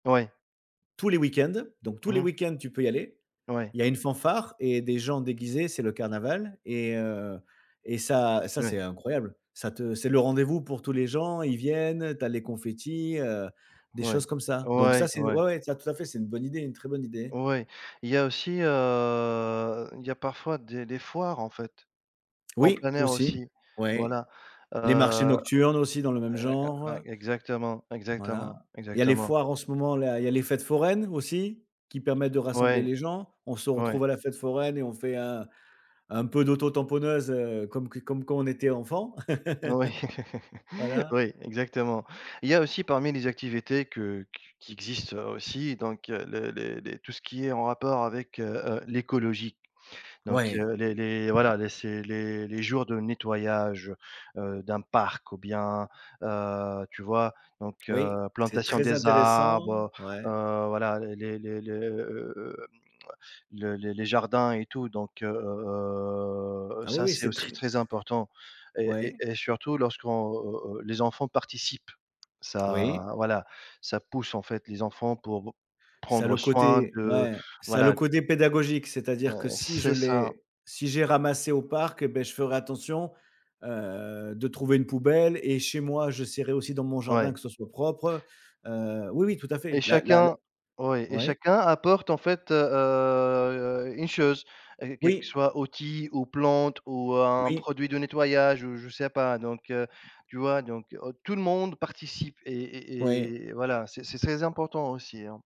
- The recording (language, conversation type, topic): French, unstructured, Quelles activités pourraient renforcer les liens au sein de ta communauté ?
- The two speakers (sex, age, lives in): male, 35-39, Greece; male, 45-49, France
- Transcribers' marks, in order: tapping; drawn out: "heu"; other background noise; laugh; drawn out: "heu"